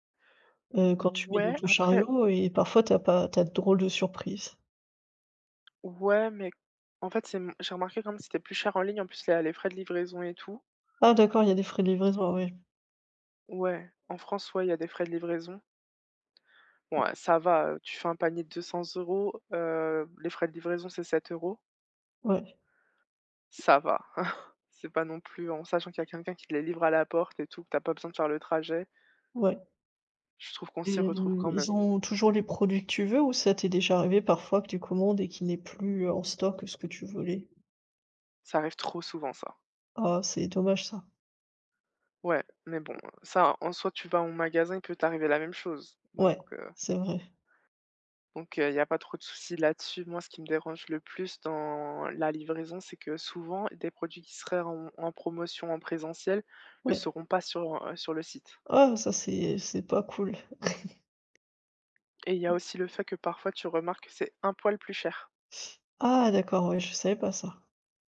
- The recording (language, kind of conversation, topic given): French, unstructured, Quelle est votre relation avec les achats en ligne et quel est leur impact sur vos habitudes ?
- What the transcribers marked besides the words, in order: tapping; other background noise; gasp; stressed: "trop"; drawn out: "dans"; chuckle